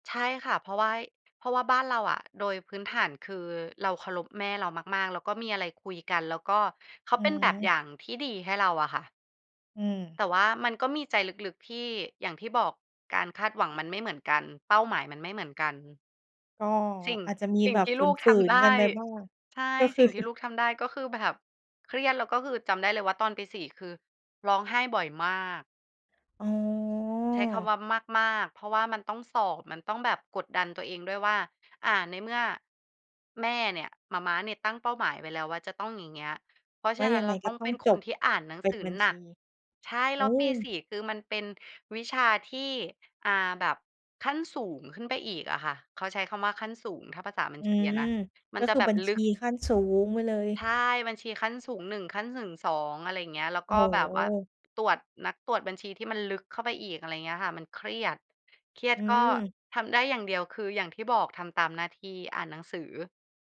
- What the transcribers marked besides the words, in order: other background noise; chuckle; "สูง" said as "สึ่ง"
- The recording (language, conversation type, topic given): Thai, podcast, ควรทำอย่างไรเมื่อความคาดหวังของคนในครอบครัวไม่ตรงกัน?